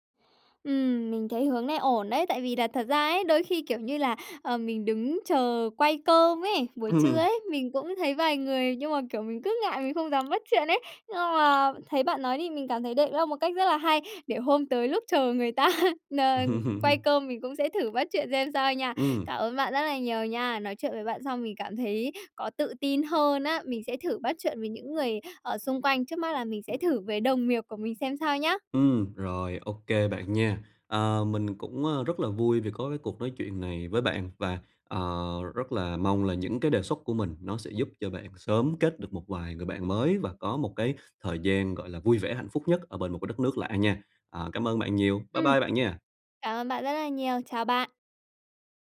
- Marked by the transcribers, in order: other background noise; tapping; laughing while speaking: "ta"; laughing while speaking: "Ừm"
- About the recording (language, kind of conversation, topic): Vietnamese, advice, Làm sao để kết bạn ở nơi mới?